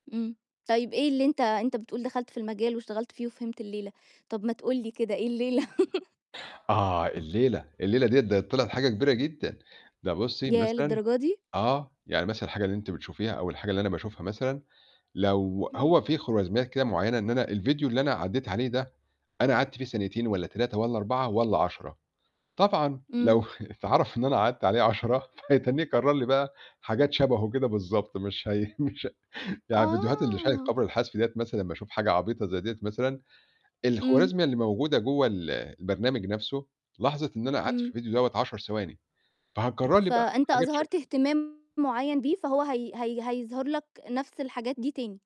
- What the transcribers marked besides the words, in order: laughing while speaking: "الليلة؟"; laugh; tapping; chuckle; laughing while speaking: "مش هي مش"; distorted speech
- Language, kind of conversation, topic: Arabic, podcast, إزاي تقدر تدير وقتك قدّام شاشة الموبايل كل يوم؟